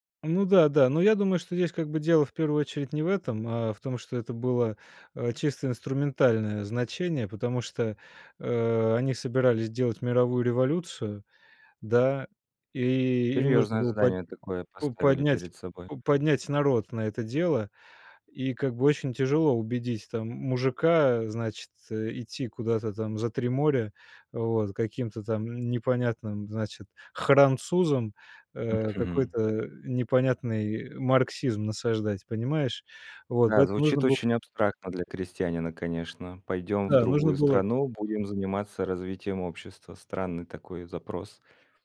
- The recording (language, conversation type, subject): Russian, podcast, Как семья поддерживает или мешает проявлению гордости?
- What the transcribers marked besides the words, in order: stressed: "хранцузам"; "французам" said as "хранцузам"